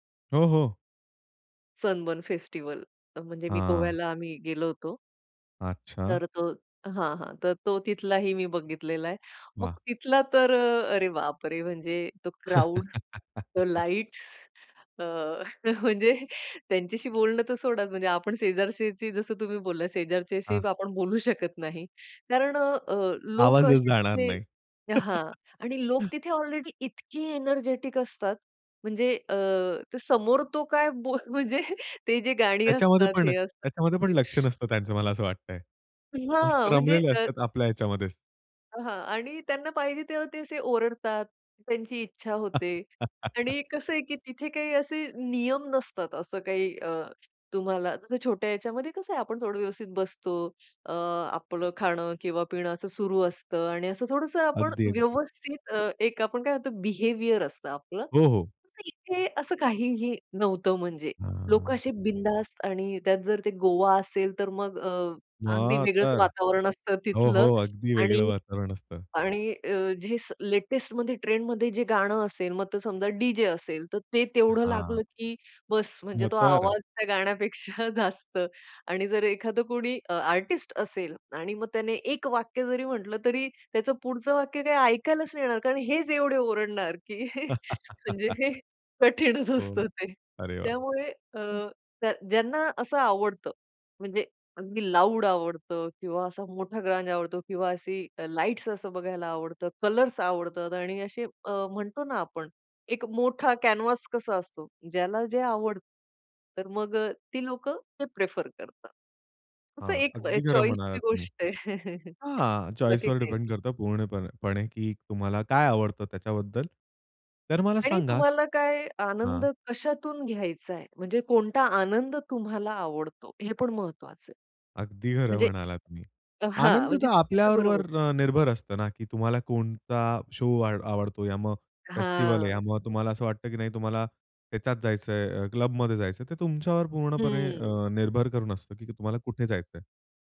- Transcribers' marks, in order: chuckle; laughing while speaking: "म्हणजे त्यांच्याशी बोलणं तर सोडाच"; chuckle; in English: "एनर्जेटिक"; laughing while speaking: "बो म्हणजे ते जे गाणी असतात, हे असतात"; chuckle; in English: "बिहेवियर"; laughing while speaking: "गाण्यापेक्षा जास्त"; chuckle; laughing while speaking: "म्हणजे हे कठीणच असतं ते"; in English: "कॅनव्हास"; in English: "चॉईसची"; chuckle; in English: "चॉईसवर"; tapping
- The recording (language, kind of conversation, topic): Marathi, podcast, फेस्टिव्हल आणि छोट्या क्लबमधील कार्यक्रमांमध्ये तुम्हाला नेमका काय फरक जाणवतो?